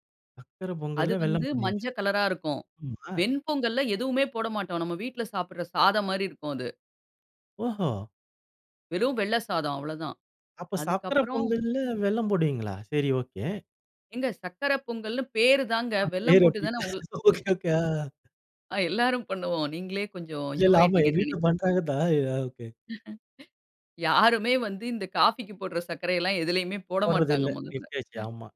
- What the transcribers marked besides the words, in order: tapping; other noise; laughing while speaking: "பேர் அப்படி. ஒகே ஒகே. அ"; chuckle; laughing while speaking: "இல்ல இல்ல, ஆமா எங்க வீட்ல பண்றாங்க தான்"; laugh; chuckle
- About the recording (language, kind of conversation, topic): Tamil, podcast, பண்டிகைக்காலத்தில் வீட்டில் மட்டும் செய்வது போல ஒரு குடும்ப உணவின் சுவை அனுபவத்தைப் பகிர முடியுமா?